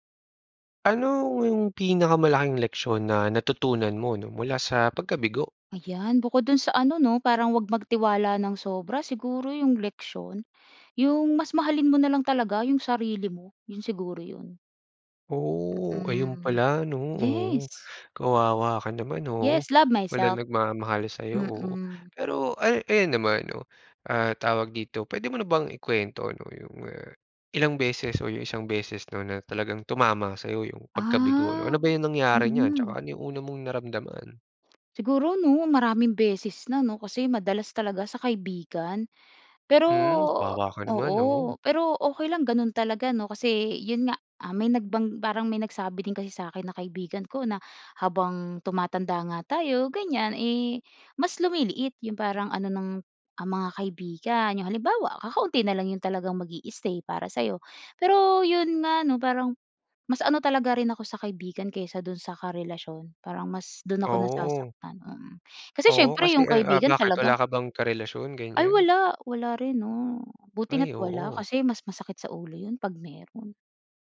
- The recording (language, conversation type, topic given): Filipino, podcast, Ano ang pinakamalaking aral na natutunan mo mula sa pagkabigo?
- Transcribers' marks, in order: in English: "love myself"; tapping